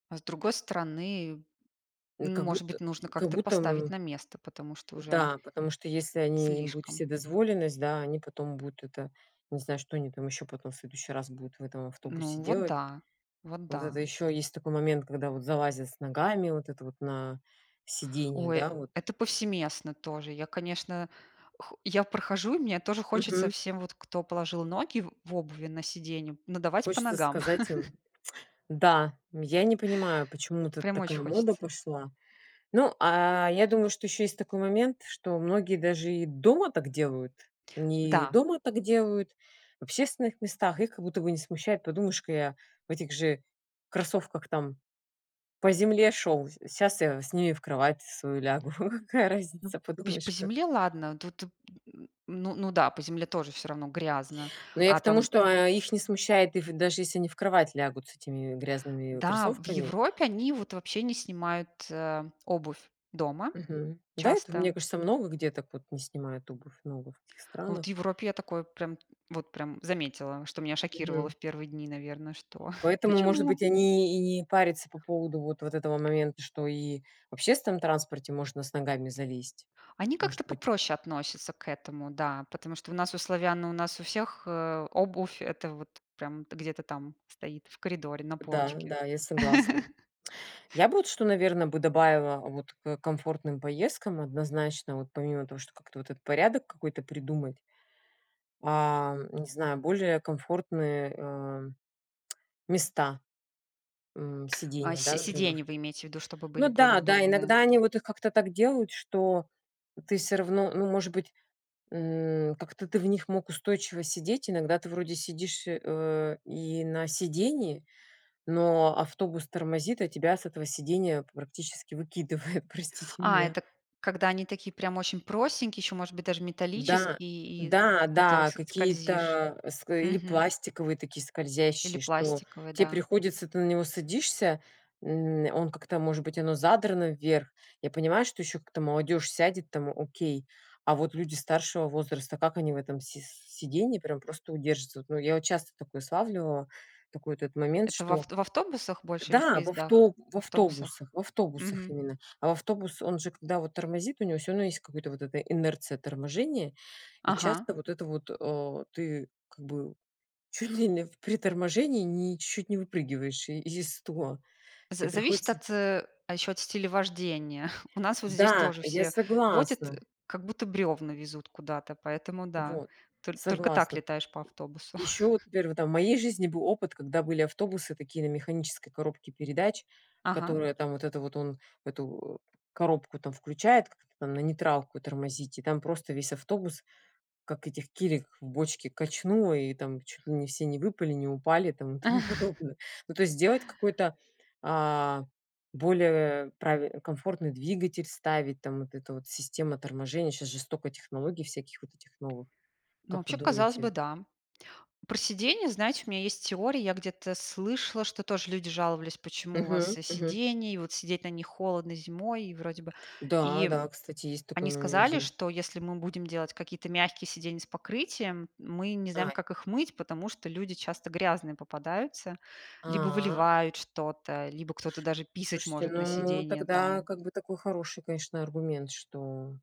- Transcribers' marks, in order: other background noise; tapping; chuckle; tsk; chuckle; chuckle; tsk; chuckle; tongue click; laughing while speaking: "выкидывает"; chuckle; chuckle; chuckle; drawn out: "А"
- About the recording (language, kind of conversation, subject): Russian, unstructured, Что вас выводит из себя в общественном транспорте?